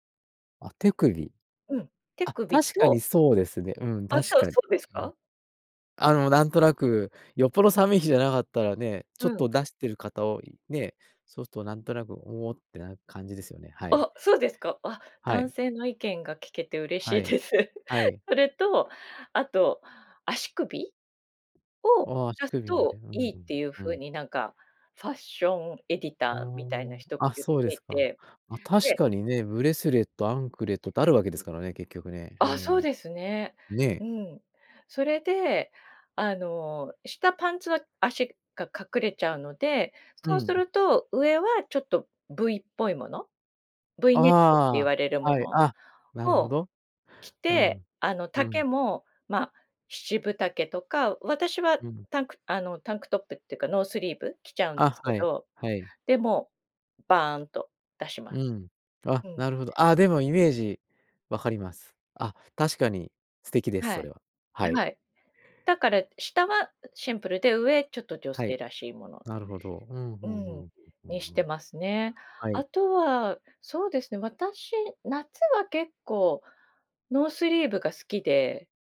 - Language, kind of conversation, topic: Japanese, podcast, 着るだけで気分が上がる服には、どんな特徴がありますか？
- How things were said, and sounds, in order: laughing while speaking: "嬉しいです"